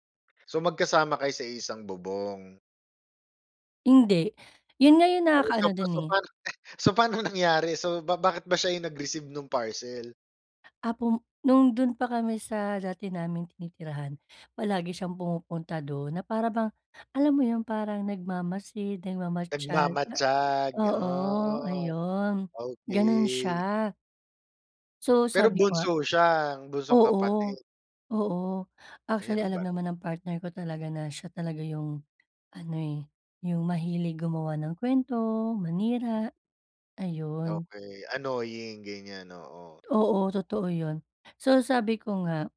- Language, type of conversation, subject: Filipino, advice, Paano ko maiintindihan ang pinagkaiba ng intensyon at epekto ng puna?
- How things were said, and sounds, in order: laughing while speaking: "so, panong nangyari?"; tapping; other background noise; unintelligible speech